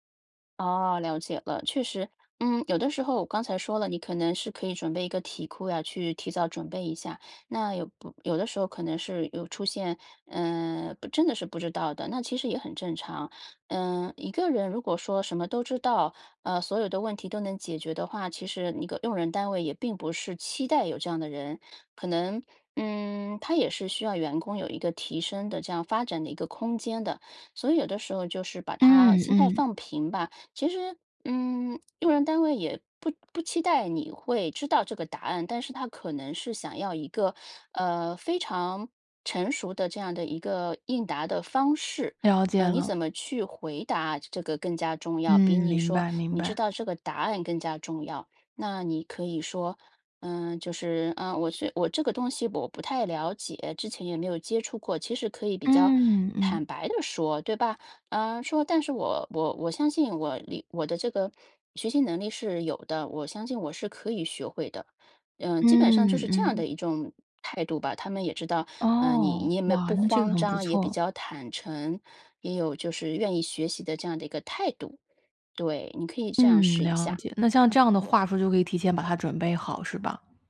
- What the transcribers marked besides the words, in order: none
- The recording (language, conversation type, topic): Chinese, advice, 你在求职面试时通常会在哪个阶段感到焦虑，并会出现哪些具体感受或身体反应？